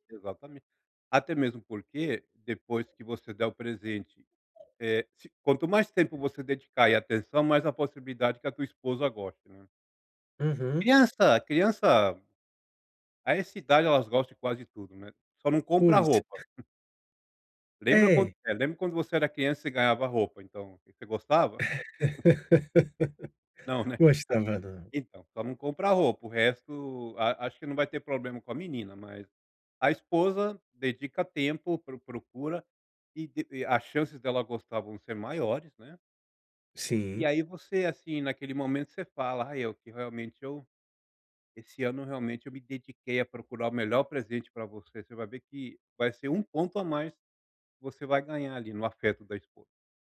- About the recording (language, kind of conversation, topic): Portuguese, advice, Como posso encontrar um presente bom e adequado para alguém?
- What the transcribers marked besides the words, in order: other background noise; tapping; laugh; chuckle